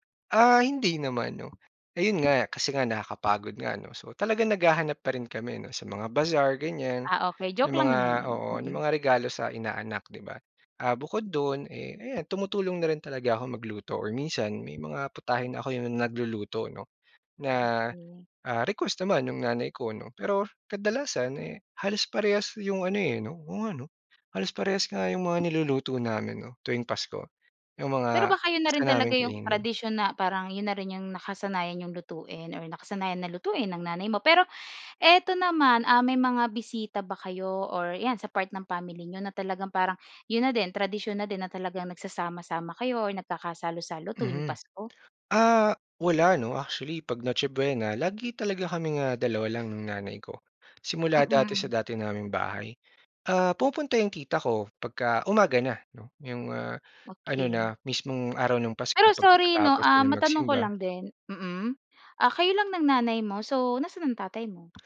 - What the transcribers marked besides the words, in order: other background noise; tapping
- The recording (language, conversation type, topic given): Filipino, podcast, Anong tradisyon ang pinakamakabuluhan para sa iyo?